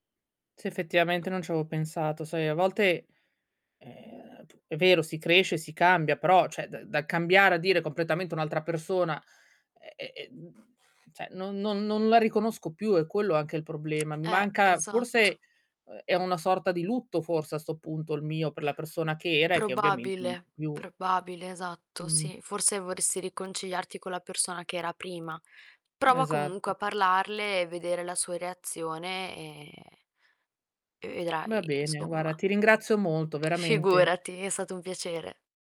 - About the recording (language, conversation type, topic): Italian, advice, Come posso provare a riconciliarmi dopo un lungo allontanamento senza spiegazioni?
- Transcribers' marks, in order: tapping; "cioè" said as "ceh"; other background noise; "cioè" said as "ceh"; distorted speech; drawn out: "e"